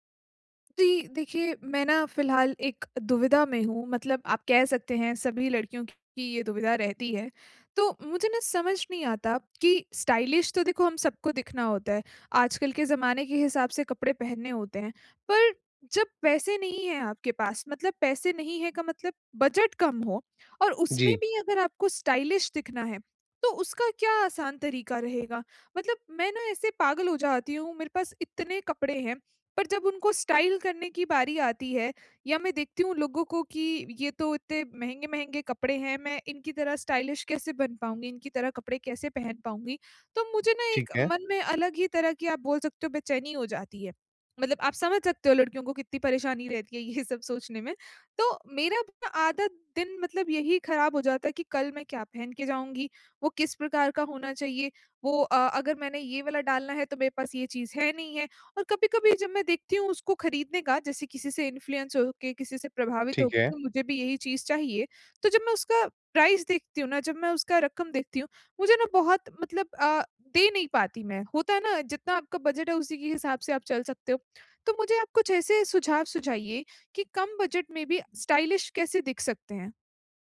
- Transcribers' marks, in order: in English: "स्टाइलिश"; in English: "स्टाइलिश"; in English: "स्टाइल"; in English: "स्टाइलिश"; laughing while speaking: "ये"; in English: "इन्फ्लुएंस"; in English: "प्राइस"; in English: "स्टाइलिश"
- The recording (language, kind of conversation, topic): Hindi, advice, कम बजट में स्टाइलिश दिखने के आसान तरीके
- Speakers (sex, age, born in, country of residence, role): female, 25-29, India, India, user; male, 25-29, India, India, advisor